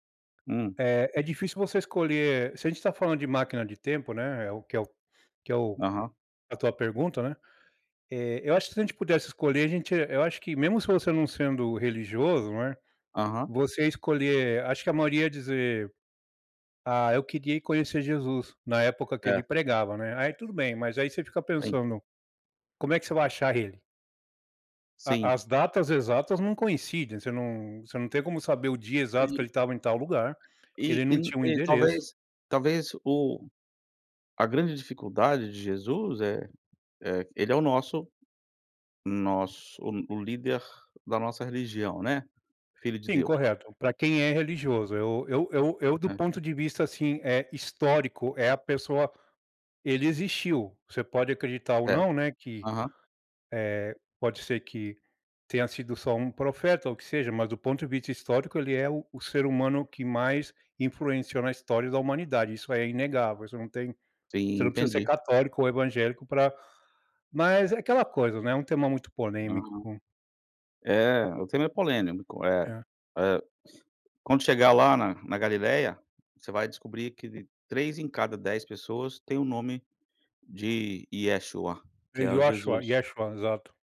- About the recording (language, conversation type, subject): Portuguese, unstructured, Se você pudesse viajar no tempo, para que época iria?
- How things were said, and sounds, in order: tapping; sniff